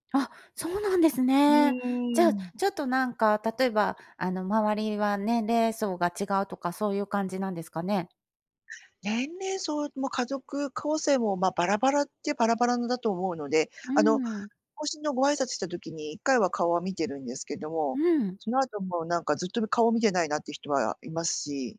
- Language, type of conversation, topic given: Japanese, advice, 引っ越しで新しい環境に慣れられない不安
- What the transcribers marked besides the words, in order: none